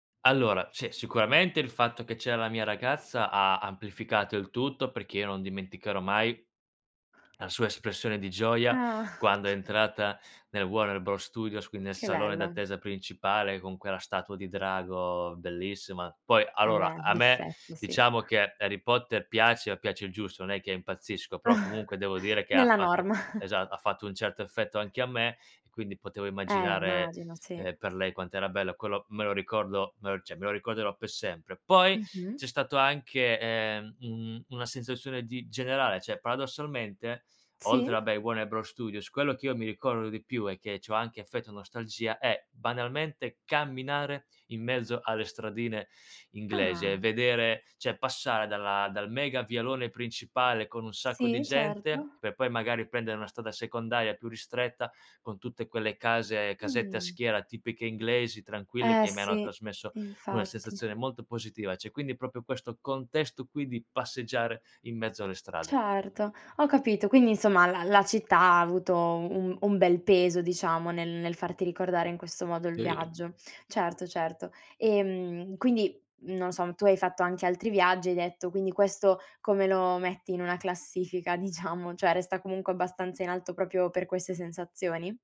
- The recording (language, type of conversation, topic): Italian, podcast, Mi racconti di un viaggio che ti ha cambiato la vita?
- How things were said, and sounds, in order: "c'era" said as "ea"; tapping; chuckle; chuckle; "cioè" said as "ceh"; "per" said as "pe"; "cioè" said as "ceh"; other background noise; "cioè" said as "ceh"; "cioè" said as "ceh"; "proprio" said as "propio"; laughing while speaking: "diciamo"